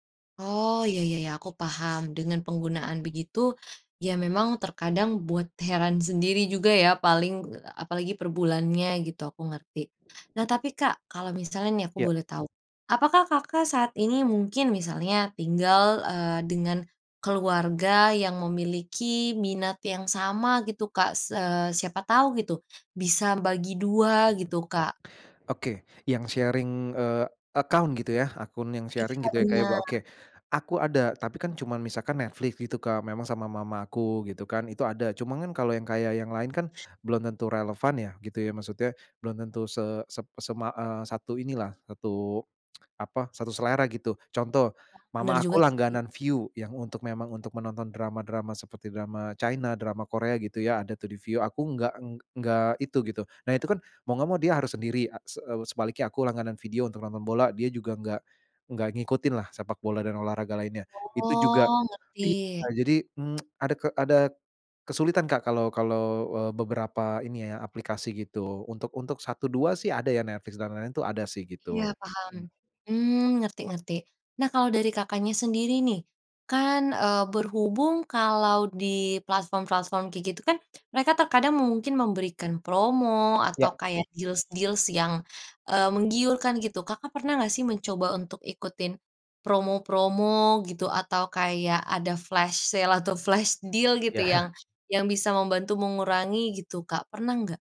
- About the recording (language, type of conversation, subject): Indonesian, advice, Bagaimana cara menentukan apakah saya perlu menghentikan langganan berulang yang menumpuk tanpa disadari?
- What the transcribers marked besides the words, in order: tapping; other background noise; in English: "sharing"; in English: "account"; in English: "sharing"; tsk; tsk; in English: "deals-deals"; in English: "flash sale"; in English: "flash deal"; chuckle